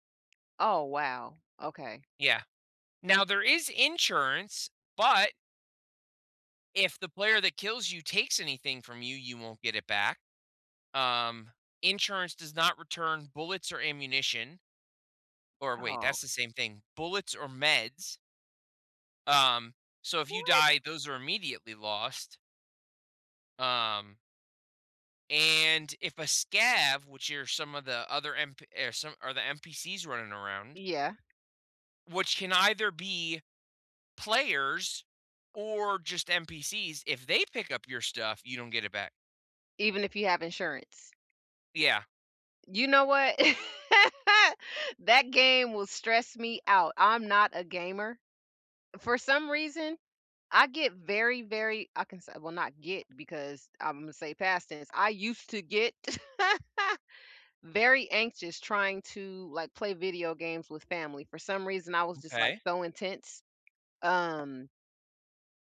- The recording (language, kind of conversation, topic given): English, unstructured, What hobby would help me smile more often?
- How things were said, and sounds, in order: other background noise; tapping; laugh; laugh